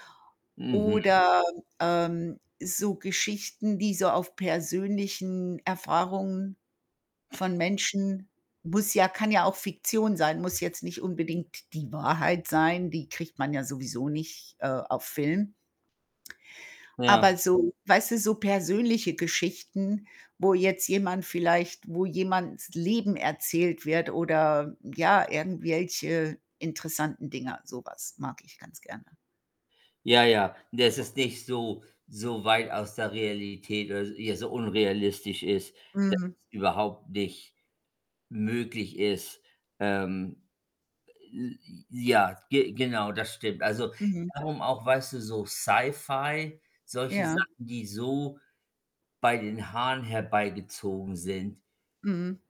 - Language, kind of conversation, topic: German, unstructured, Was macht eine Geschichte für dich spannend?
- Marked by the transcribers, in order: distorted speech; other background noise